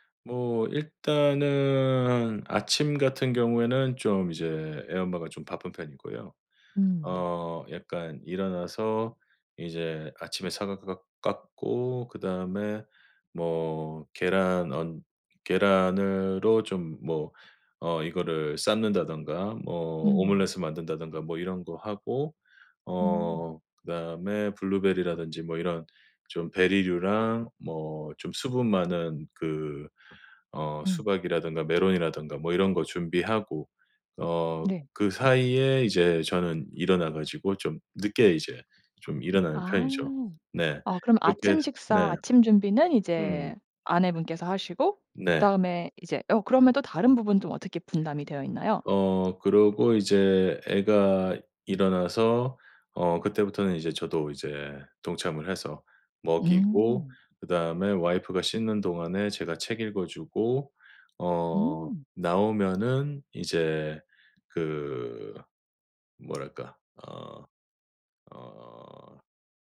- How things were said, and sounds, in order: tapping; other background noise; in English: "와이프가"
- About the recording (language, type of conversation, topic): Korean, podcast, 맞벌이 부부는 집안일을 어떻게 조율하나요?
- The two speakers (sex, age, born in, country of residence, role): female, 35-39, South Korea, Sweden, host; male, 45-49, South Korea, United States, guest